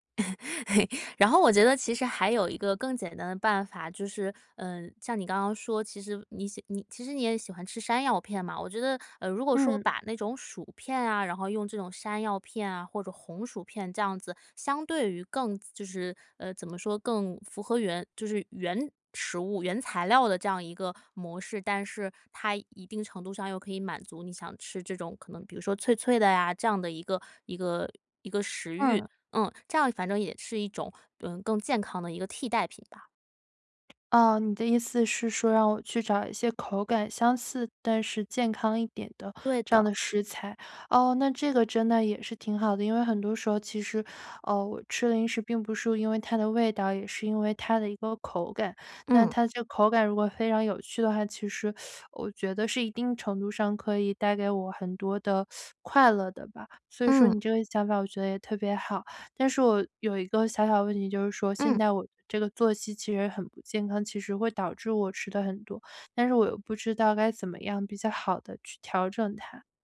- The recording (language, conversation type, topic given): Chinese, advice, 我总是在晚上忍不住吃零食，怎么才能抵抗这种冲动？
- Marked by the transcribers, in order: laugh; tapping; other background noise; teeth sucking; teeth sucking